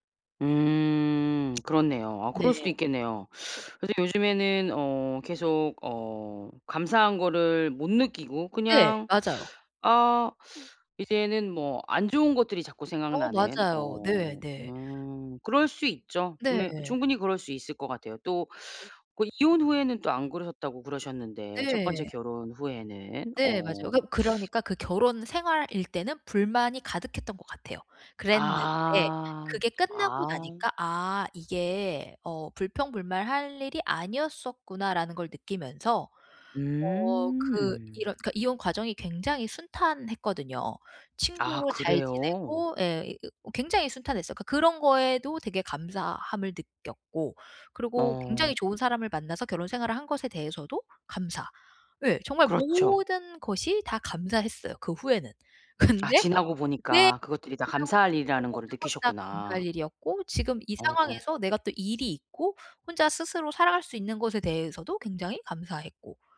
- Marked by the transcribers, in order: teeth sucking; tapping; "불평불만할" said as "불평불말할"; laughing while speaking: "근데"
- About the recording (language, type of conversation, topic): Korean, advice, 제가 가진 것들에 더 감사하는 태도를 기르려면 매일 무엇을 하면 좋을까요?